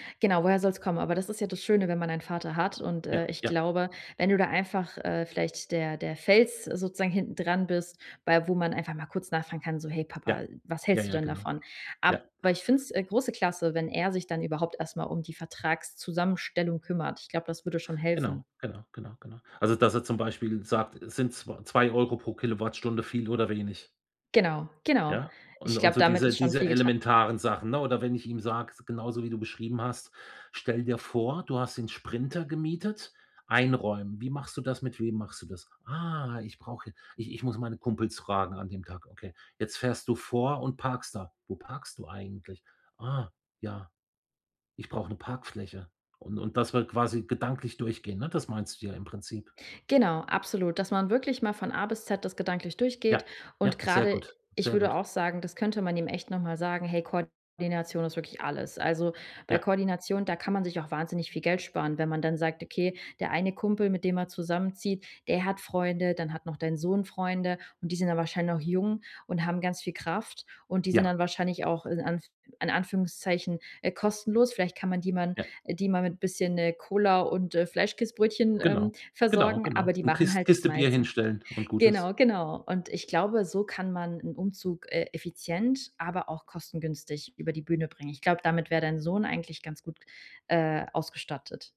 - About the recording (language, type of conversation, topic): German, advice, Wie plane ich den Ablauf meines Umzugs am besten?
- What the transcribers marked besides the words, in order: other background noise